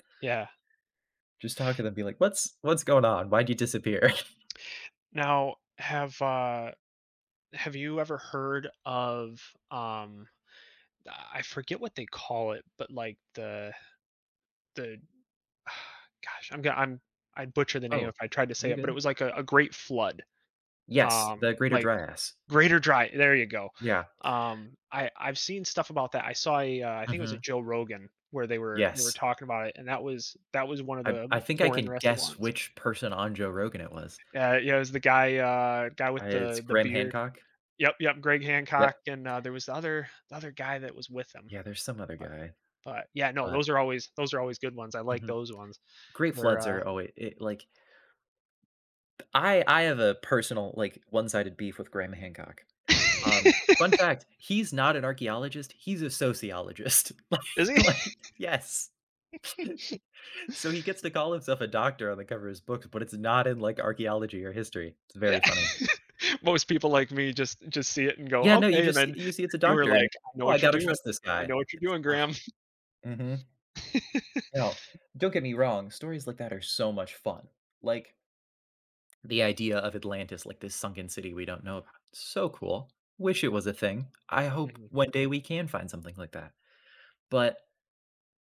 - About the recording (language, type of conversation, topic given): English, unstructured, Which historical mystery would you most like to solve?
- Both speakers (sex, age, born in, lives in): male, 20-24, United States, United States; male, 30-34, United States, United States
- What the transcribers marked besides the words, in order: chuckle; exhale; other background noise; laugh; laughing while speaking: "sociologist, like like yes"; chuckle; laughing while speaking: "he?"; laugh; laugh; sigh; laugh; tapping